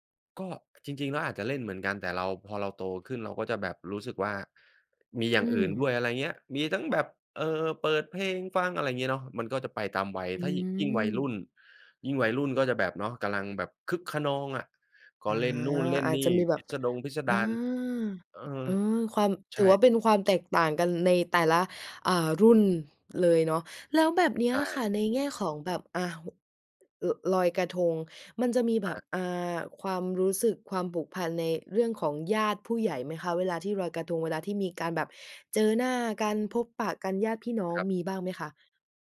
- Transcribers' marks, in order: none
- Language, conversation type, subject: Thai, podcast, เทศกาลไหนที่คุณเฝ้ารอทุกปี?